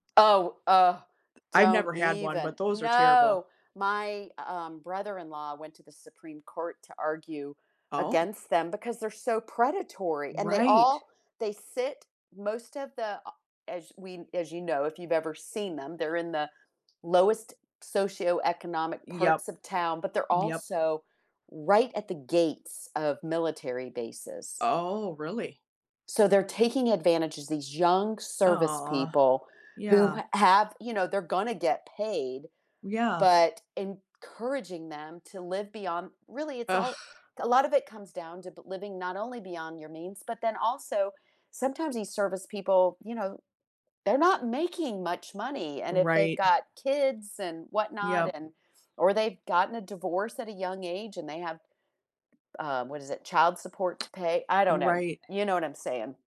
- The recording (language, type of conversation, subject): English, unstructured, Were you surprised by how much debt can grow?
- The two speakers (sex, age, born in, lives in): female, 45-49, United States, United States; female, 60-64, United States, United States
- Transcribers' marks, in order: "of" said as "ag"; tapping